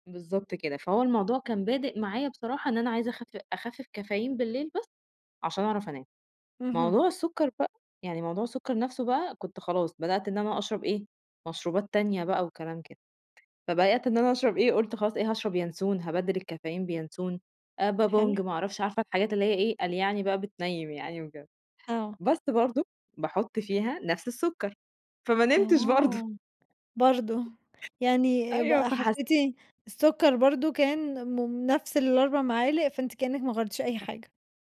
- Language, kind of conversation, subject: Arabic, podcast, إيه تأثير السكر والكافيين على نومك وطاقتك؟
- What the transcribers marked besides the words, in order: laughing while speaking: "برضه"